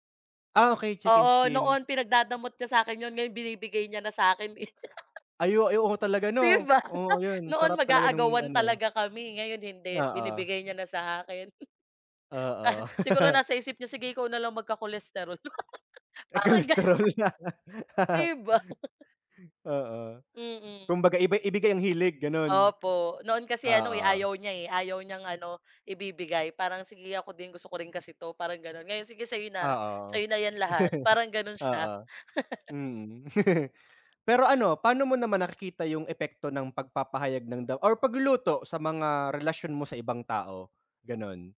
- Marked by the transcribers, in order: giggle; chuckle; chuckle; giggle; laugh; chuckle; other background noise; chuckle; chuckle
- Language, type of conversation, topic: Filipino, unstructured, Ano ang paborito mong paraan ng pagpapahayag ng damdamin?